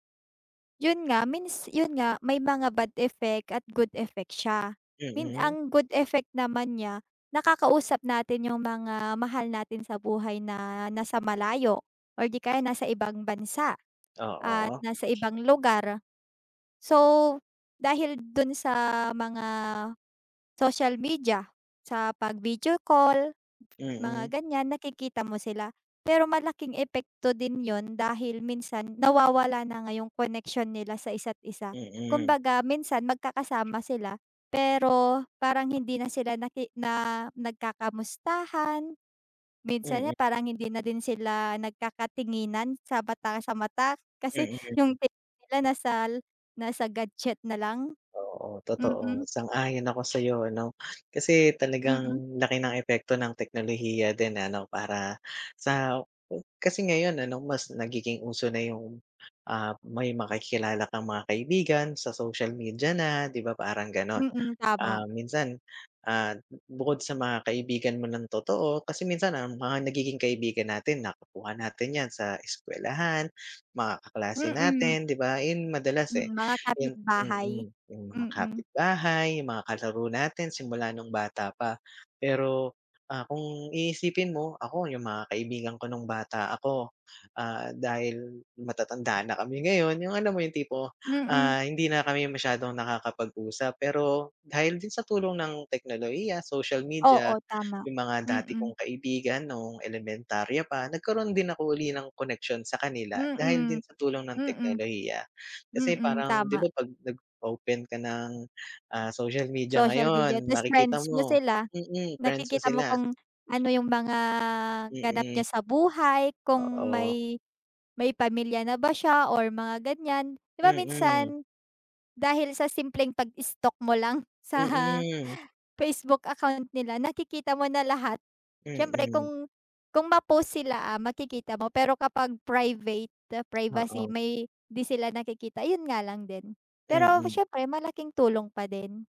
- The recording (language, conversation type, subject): Filipino, unstructured, Ano ang masasabi mo tungkol sa pagkawala ng personal na ugnayan dahil sa teknolohiya?
- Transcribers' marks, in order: laughing while speaking: "sa"